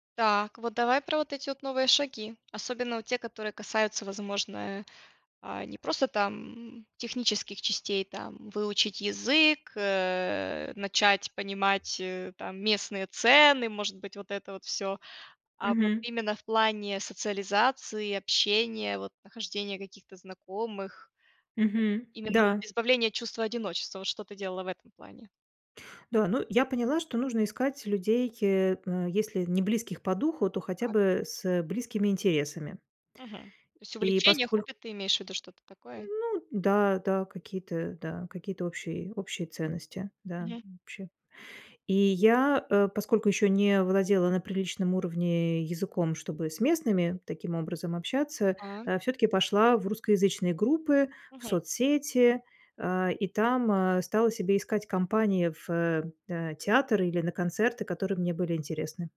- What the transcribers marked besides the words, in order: background speech; tapping; other background noise
- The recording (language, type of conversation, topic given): Russian, podcast, Как бороться с одиночеством в большом городе?